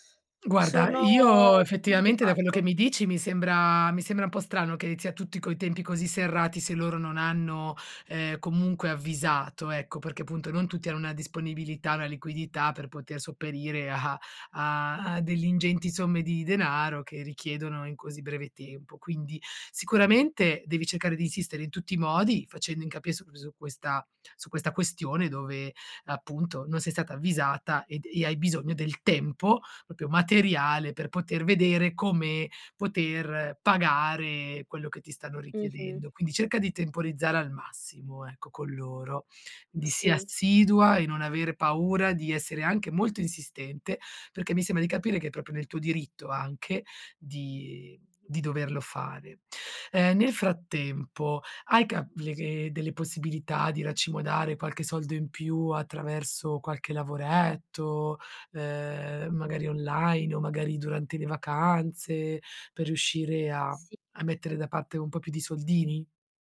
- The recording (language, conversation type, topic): Italian, advice, Come posso bilanciare il risparmio con le spese impreviste senza mettere sotto pressione il mio budget?
- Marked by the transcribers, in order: "proprio" said as "propio"; "proprio" said as "propio"; "proprio" said as "propio"